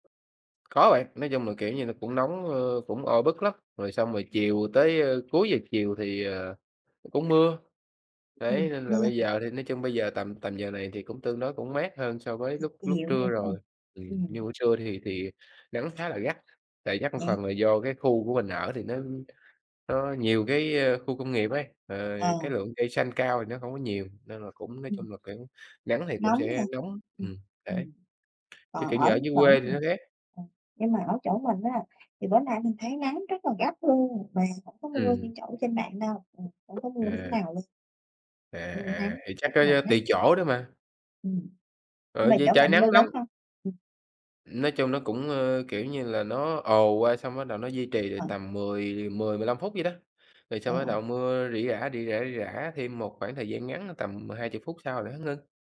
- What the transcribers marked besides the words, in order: tapping; other background noise
- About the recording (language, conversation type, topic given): Vietnamese, unstructured, Điều gì khiến một chuyến đi trở nên đáng nhớ với bạn?